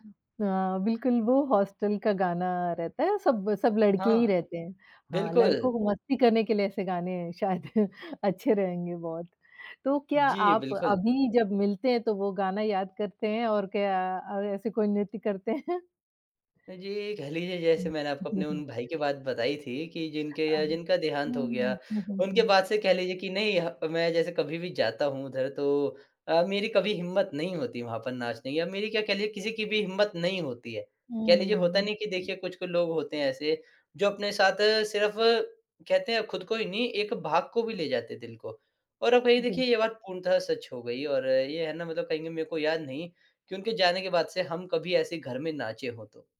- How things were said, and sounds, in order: in English: "हॉस्टल"; laughing while speaking: "शायद अच्छे"; laughing while speaking: "करते हैं?"; chuckle
- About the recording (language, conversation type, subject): Hindi, podcast, कौन-सा गाना आपकी किसी खास याद से जुड़ा हुआ है?